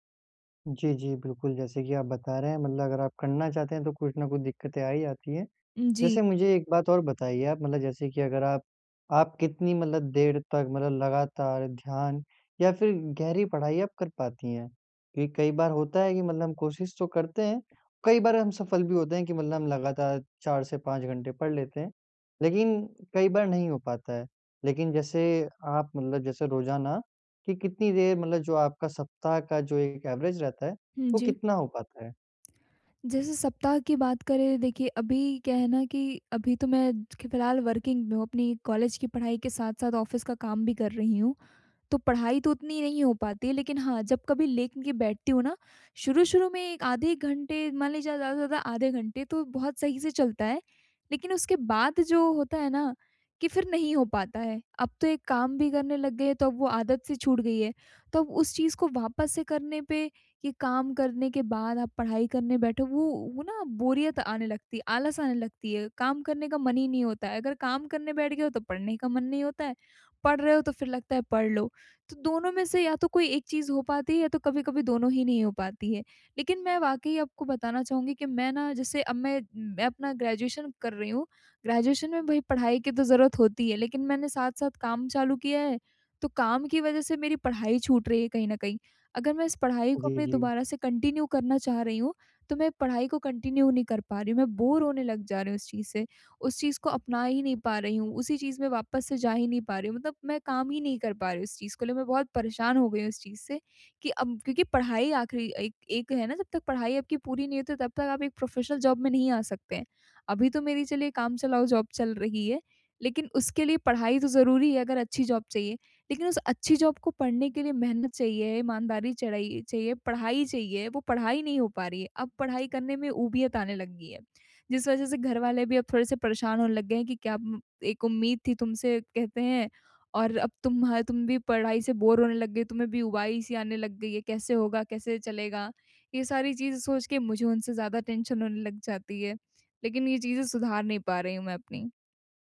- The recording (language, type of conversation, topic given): Hindi, advice, क्या उबाऊपन को अपनाकर मैं अपना ध्यान और गहरी पढ़ाई की क्षमता बेहतर कर सकता/सकती हूँ?
- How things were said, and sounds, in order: tapping; in English: "एवरेज़"; lip smack; in English: "वर्किंग"; in English: "ऑफ़िस"; in English: "ग्रेजुएशन"; in English: "ग्रेजुएशन"; in English: "कंटिन्यू"; other background noise; in English: "कंटिन्यू"; in English: "बोर"; in English: "प्रोफ़ेशनल जॉब"; in English: "जॉब"; in English: "जॉब"; in English: "जॉब"; in English: "बोर"; in English: "टेंशन"